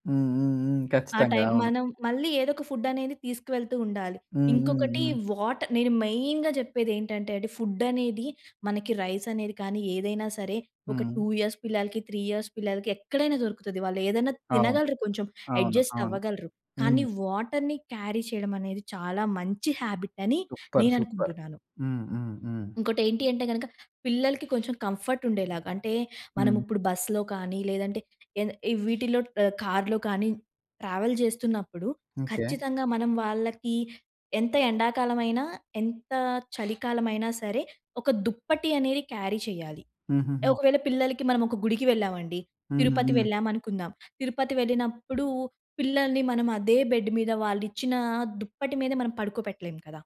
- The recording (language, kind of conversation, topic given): Telugu, podcast, చిన్నపిల్లలతో క్యాంపింగ్‌ను ఎలా సవ్యంగా నిర్వహించాలి?
- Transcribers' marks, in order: in English: "వాటర్"; in English: "మెయిన్‌గా"; in English: "టూ ఇయర్స్"; in English: "త్రీ ఇయర్స్"; in English: "అడ్జస్ట్"; in English: "వాటర్‌ని క్యారీ"; in English: "హాబిట్"; in English: "సూపర్! సూపర్!"; in English: "కంఫర్ట్"; other background noise; in English: "ట్రావెల్"; in English: "క్యారీ"; in English: "బెడ్"